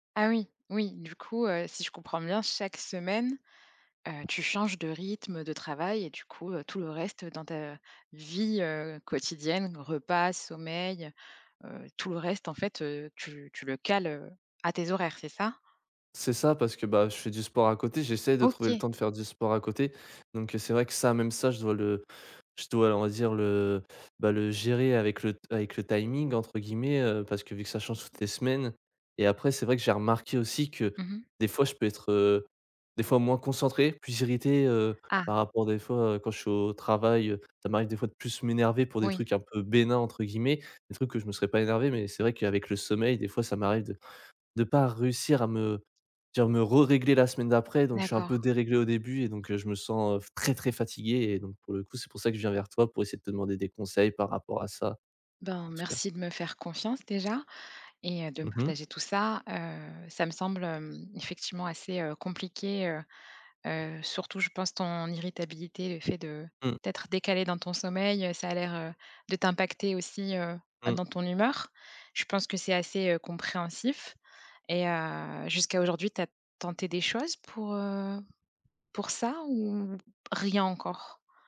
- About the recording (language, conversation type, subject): French, advice, Comment gérer des horaires de sommeil irréguliers à cause du travail ou d’obligations ?
- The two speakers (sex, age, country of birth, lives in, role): female, 30-34, France, France, advisor; male, 20-24, France, France, user
- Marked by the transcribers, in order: tapping; stressed: "bénins"; stressed: "très très"